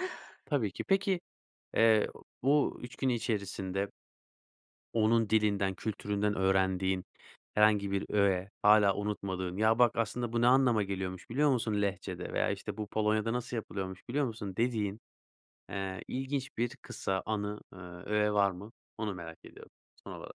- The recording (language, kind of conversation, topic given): Turkish, podcast, Yabancı bir dil bilmeden kurduğun bağlara örnek verebilir misin?
- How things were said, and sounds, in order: none